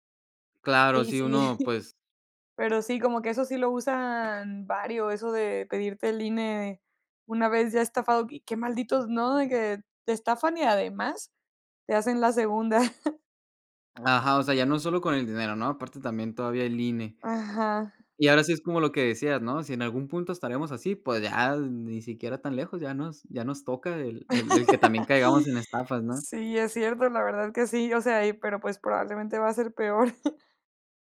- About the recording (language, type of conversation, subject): Spanish, podcast, ¿Qué miedos o ilusiones tienes sobre la privacidad digital?
- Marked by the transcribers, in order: laughing while speaking: "sí"; chuckle; laugh; chuckle